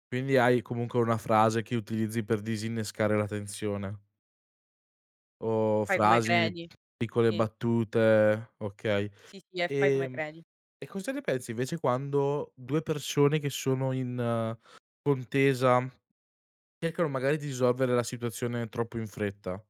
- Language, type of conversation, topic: Italian, podcast, Cosa fai quando la comunicazione diventa tesa o conflittuale?
- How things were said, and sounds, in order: other background noise; "cercano" said as "ercano"